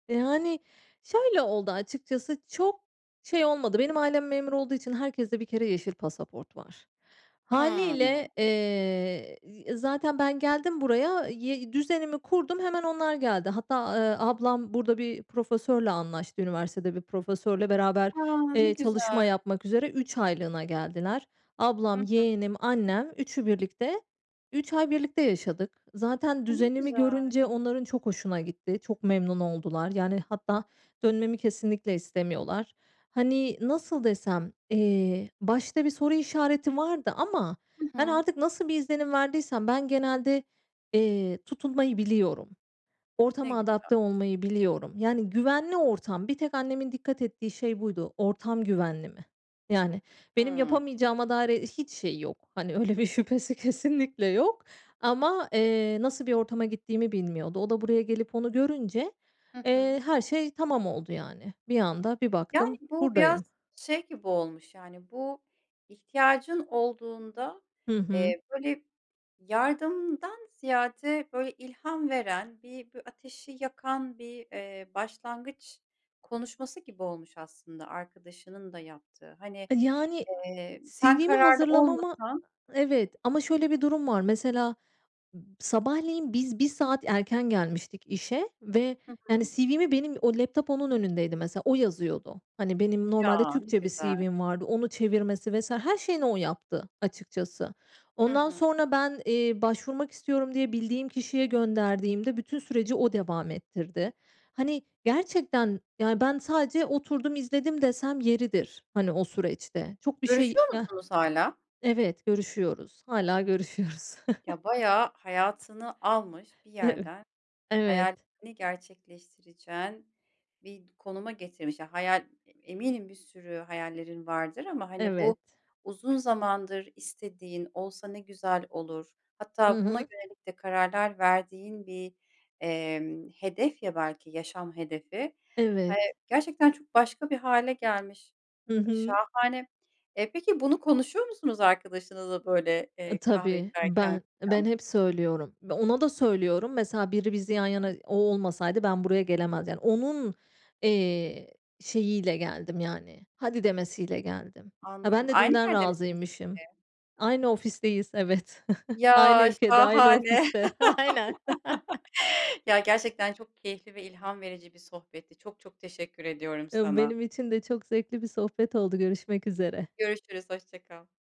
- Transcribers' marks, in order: other background noise; laughing while speaking: "görüşüyoruz"; laughing while speaking: "Evet"; laugh; chuckle; laughing while speaking: "Aynen"; laugh
- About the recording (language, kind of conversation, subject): Turkish, podcast, Tam da ihtiyacın olduğunda gelen bir yardımı hatırlıyor musun?